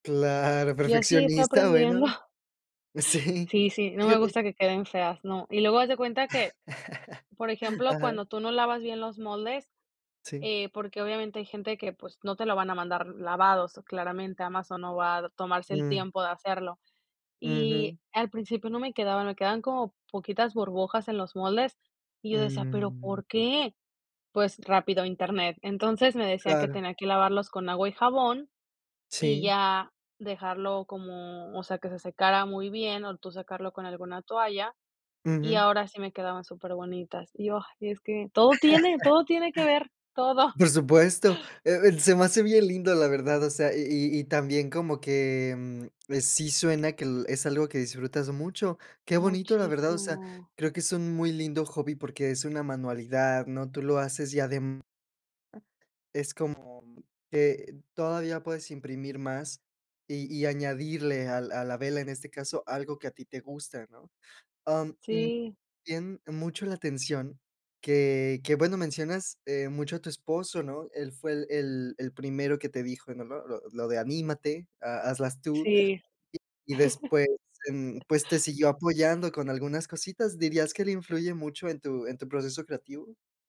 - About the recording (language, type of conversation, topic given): Spanish, podcast, ¿Cómo empiezas tu proceso creativo?
- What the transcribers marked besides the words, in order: chuckle; chuckle; giggle; chuckle; chuckle